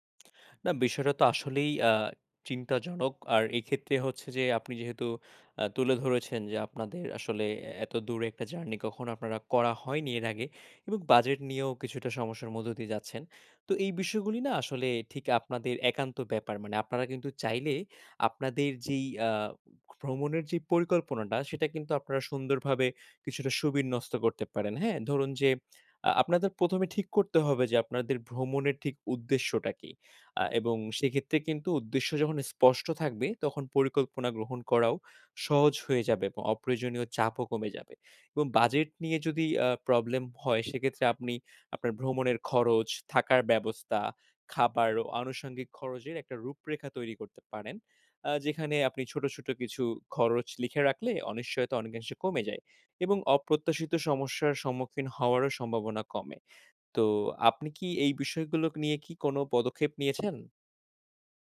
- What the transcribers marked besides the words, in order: other background noise; tapping; lip smack
- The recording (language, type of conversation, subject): Bengali, advice, ভ্রমণ পরিকল্পনা ও প্রস্তুতি